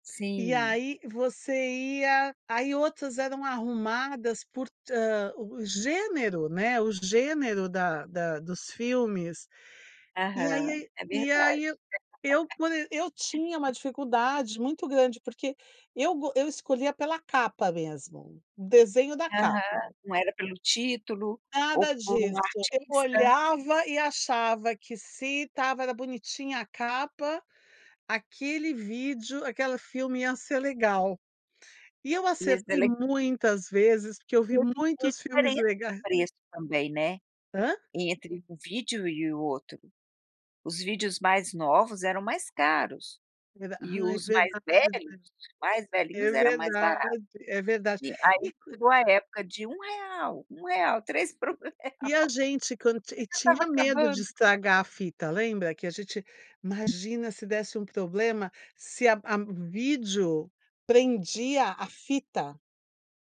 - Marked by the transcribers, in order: laugh; tapping; unintelligible speech; unintelligible speech; other noise; laughing while speaking: "por um real"; unintelligible speech
- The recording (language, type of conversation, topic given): Portuguese, podcast, Que lembrança você guarda das locadoras de vídeo?